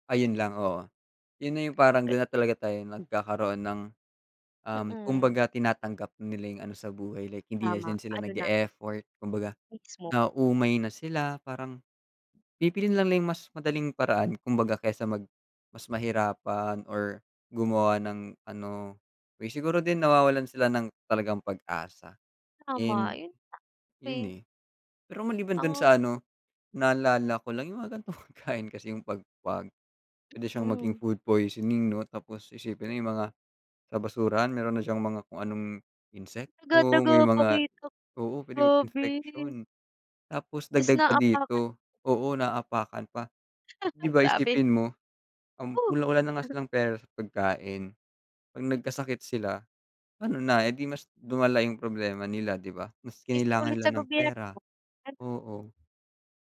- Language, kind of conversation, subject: Filipino, unstructured, Ano ang reaksyon mo sa mga taong kumakain ng basura o panis na pagkain?
- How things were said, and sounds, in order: tapping; unintelligible speech; laughing while speaking: "gan'tong pagkain"; other background noise; chuckle; chuckle